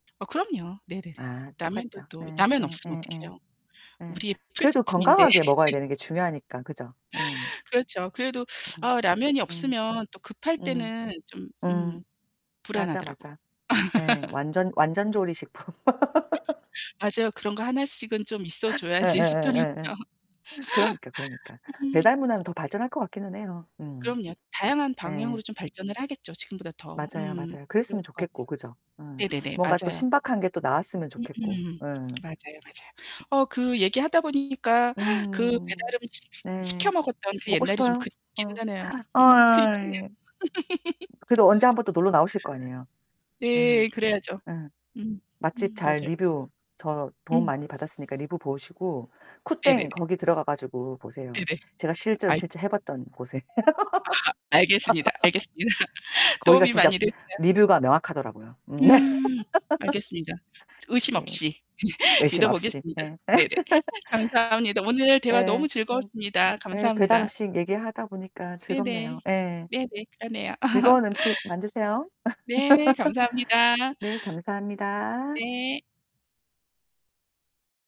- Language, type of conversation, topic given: Korean, unstructured, 왜 우리는 음식을 배달로 자주 시켜 먹을까요?
- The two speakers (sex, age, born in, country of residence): female, 40-44, South Korea, South Korea; female, 55-59, South Korea, United States
- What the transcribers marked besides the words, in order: distorted speech; laugh; other background noise; tapping; laugh; laugh; laughing while speaking: "싶더라고요"; laugh; laugh; static; "리뷰" said as "리부"; laughing while speaking: "알겠습니다"; laugh; laugh; laughing while speaking: "네네"; laugh; laugh; laugh